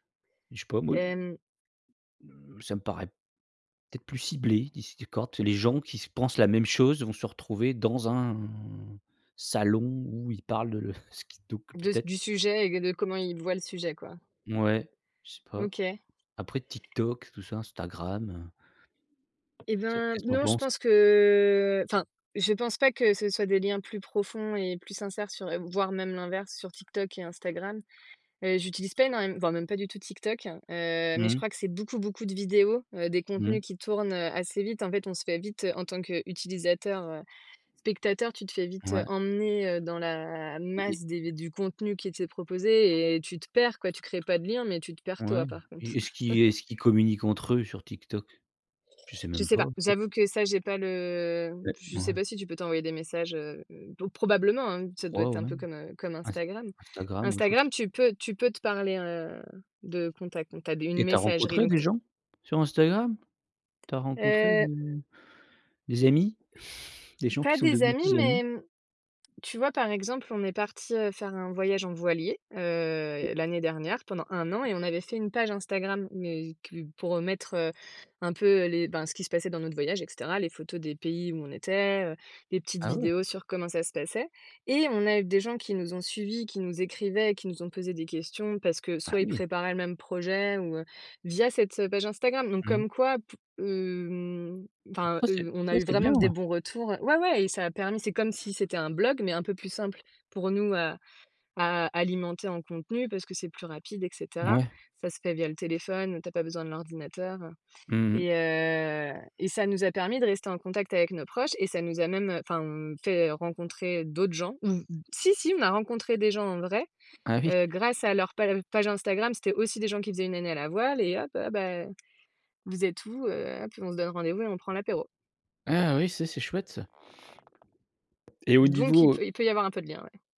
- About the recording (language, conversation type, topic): French, podcast, Que penses-tu des réseaux sociaux pour tisser des liens ?
- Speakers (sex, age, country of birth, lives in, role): female, 30-34, France, France, guest; male, 45-49, France, France, host
- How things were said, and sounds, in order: tapping; laughing while speaking: "ce qui"; drawn out: "que"; other background noise; chuckle; chuckle